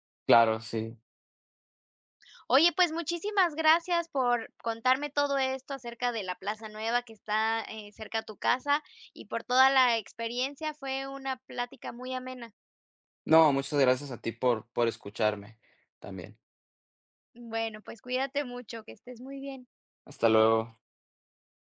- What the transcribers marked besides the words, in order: none
- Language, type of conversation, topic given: Spanish, podcast, ¿Qué papel cumplen los bares y las plazas en la convivencia?